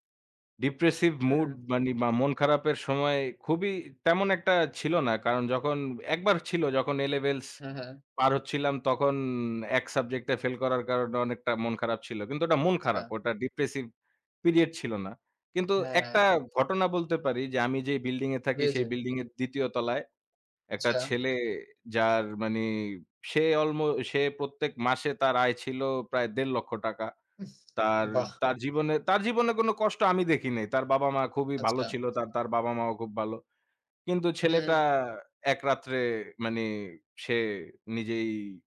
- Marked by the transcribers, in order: other background noise; tapping; "মানে" said as "মানি"
- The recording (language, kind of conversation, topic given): Bengali, unstructured, কেন কিছু মানুষ মানসিক রোগ নিয়ে কথা বলতে লজ্জা বোধ করে?